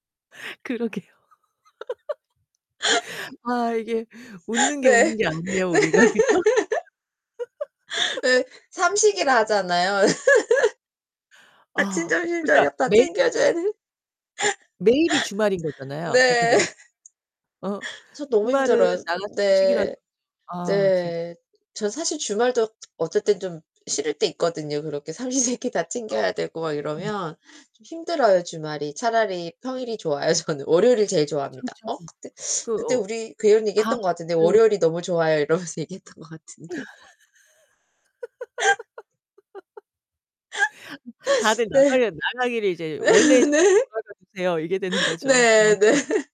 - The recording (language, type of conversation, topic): Korean, unstructured, 가족과 함께 식사할 때 가장 좋은 점은 무엇인가요?
- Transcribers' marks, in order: laughing while speaking: "그러게요"; laugh; laughing while speaking: "네. 네"; laugh; laugh; laughing while speaking: "아침, 점심, 저녁 다 챙겨줘야 돼. 네"; laugh; laugh; tapping; distorted speech; laughing while speaking: "저는"; laughing while speaking: "이러면서 얘기했던 것 같은데"; laugh; laughing while speaking: "네. 네네"